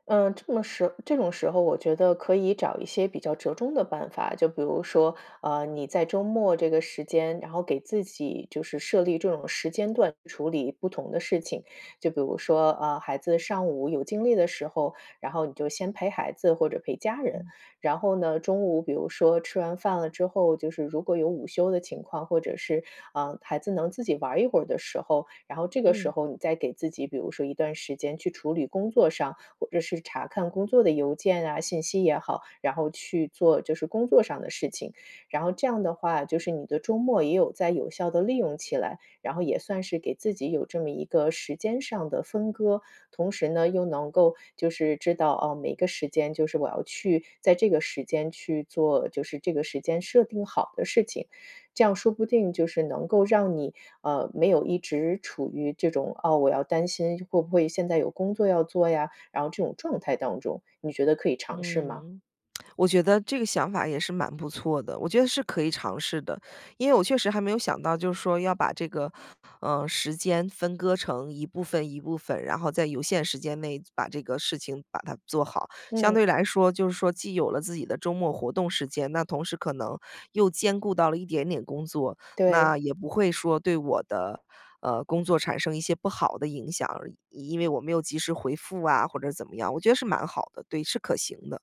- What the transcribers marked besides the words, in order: lip smack
- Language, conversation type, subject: Chinese, advice, 为什么我周末总是放不下工作，无法真正放松？